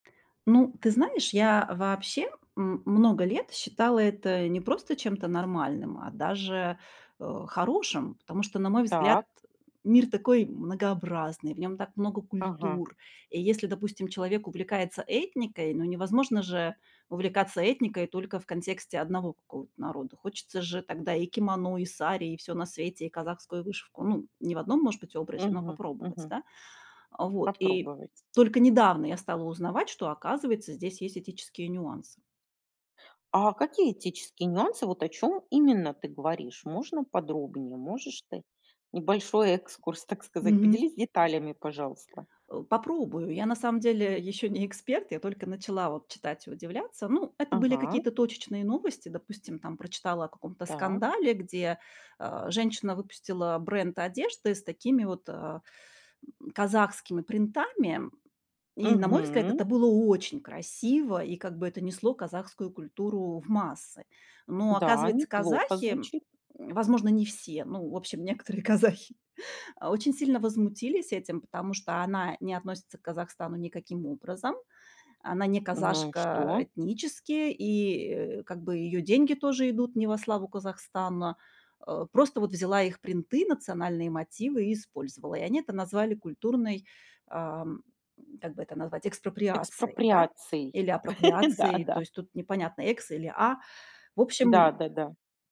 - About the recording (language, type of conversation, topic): Russian, podcast, Как вы относитесь к использованию элементов других культур в моде?
- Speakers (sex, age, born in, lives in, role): female, 40-44, Russia, Hungary, guest; female, 45-49, Russia, Spain, host
- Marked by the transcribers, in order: other noise; tapping; other background noise; laughing while speaking: "некоторые казахи"; laugh